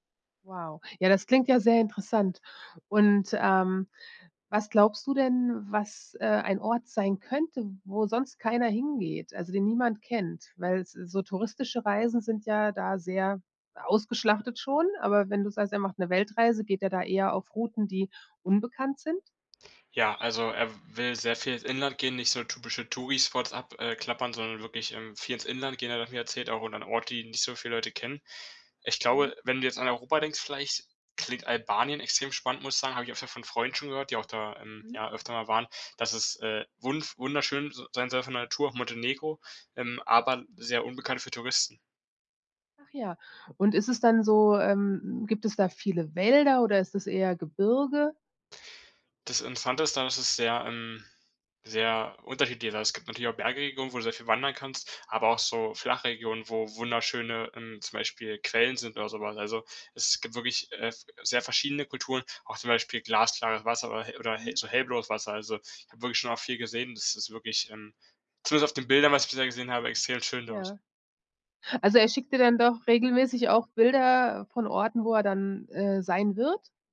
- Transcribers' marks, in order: none
- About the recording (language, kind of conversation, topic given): German, podcast, Wer hat dir einen Ort gezeigt, den sonst niemand kennt?